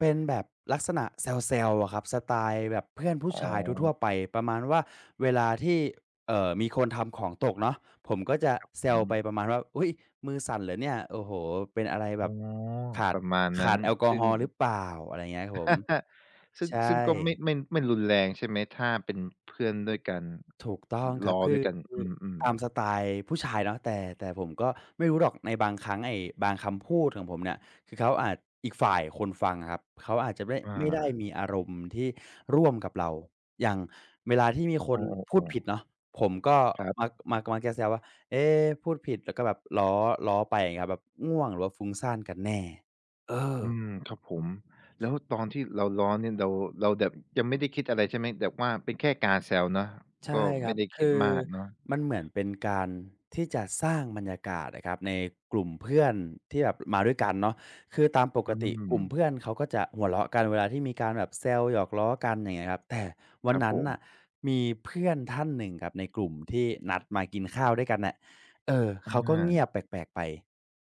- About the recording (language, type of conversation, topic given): Thai, podcast, เคยโดนเข้าใจผิดจากการหยอกล้อไหม เล่าให้ฟังหน่อย
- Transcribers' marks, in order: laugh; tapping; other background noise